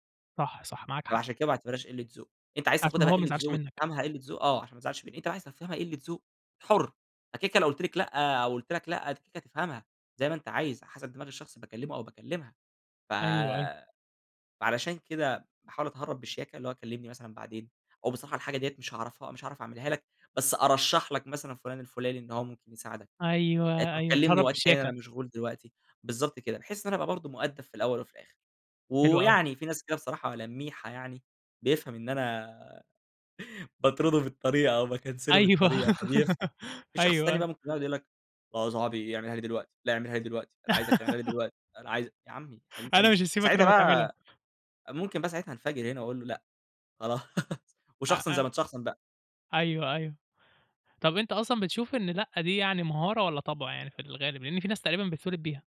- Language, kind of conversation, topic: Arabic, podcast, إزاي أحط حدود وأعرف أقول لأ بسهولة؟
- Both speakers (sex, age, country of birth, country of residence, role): male, 20-24, Egypt, Egypt, guest; male, 20-24, Egypt, Egypt, host
- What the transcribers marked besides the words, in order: laughing while speaking: "باطرُده بالطريقة أو باكنسِله بالطريقة، فبيفهَم"; in English: "باكنسِله"; laugh; put-on voice: "آه يا صاحبي اعمِلها لي دلوقتي"; laugh; tapping; laughing while speaking: "أنا مش هاسيبك إلا أمّا تعملها"; laughing while speaking: "خلاص"